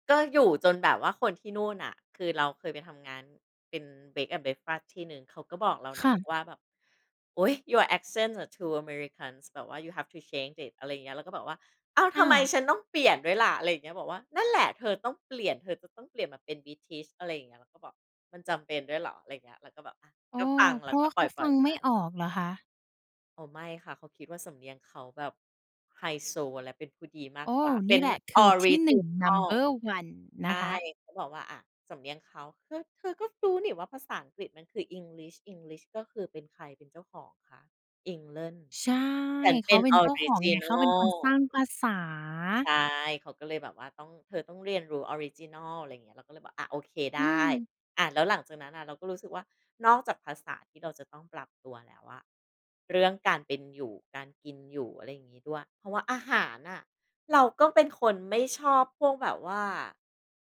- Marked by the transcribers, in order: in English: "bread and breakfast"; in English: "your accent"; in English: "too americans"; in English: "you have to change it"; stressed: "ออริจินัล"; in English: "Number one"; stressed: "ฉันเป็นออริจินัล"
- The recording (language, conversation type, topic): Thai, podcast, คุณปรับตัวยังไงตอนย้ายที่อยู่ครั้งแรก?